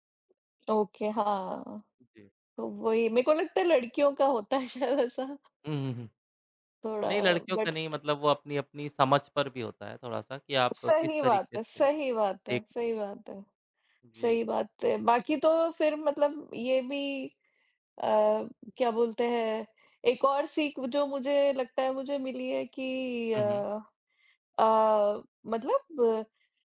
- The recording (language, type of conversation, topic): Hindi, unstructured, आपने जीवन में सबसे बड़ी सीख क्या हासिल की है?
- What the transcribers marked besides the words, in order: tapping; in English: "ओके"; laughing while speaking: "होता है शायद ऐसा"; in English: "बट"